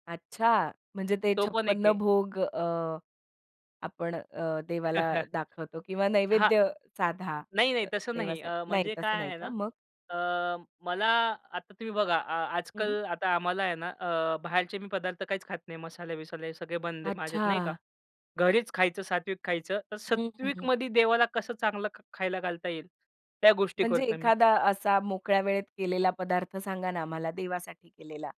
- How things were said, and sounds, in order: tapping; chuckle; other background noise; "सात्विकमधे" said as "सत्विकमधी"
- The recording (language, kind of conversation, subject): Marathi, podcast, मोकळा वेळ मिळाला की तुम्हाला काय करायला सर्वात जास्त आवडतं?